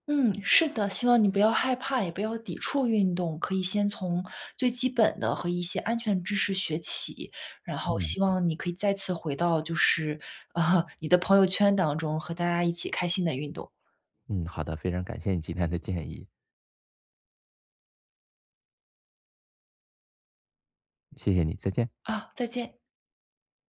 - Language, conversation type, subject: Chinese, advice, 我害怕开始运动，该如何迈出第一步？
- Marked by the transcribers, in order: laugh